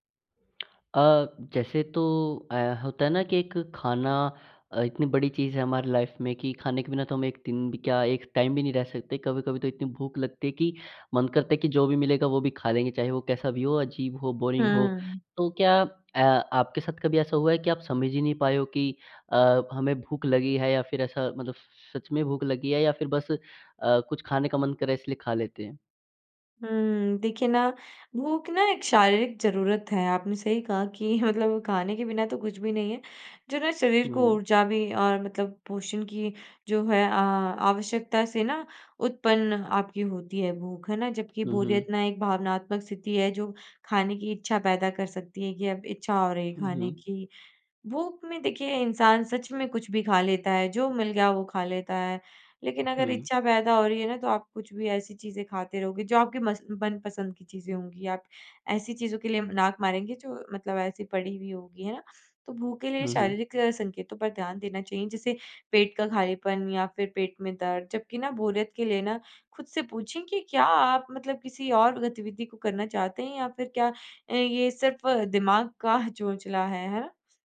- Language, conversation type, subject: Hindi, podcast, आप असली भूख और बोरियत से होने वाली खाने की इच्छा में कैसे फर्क करते हैं?
- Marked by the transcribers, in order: in English: "लाइफ"; in English: "टाइम"; in English: "बोरिंग"; laughing while speaking: "मतलब"; laughing while speaking: "का"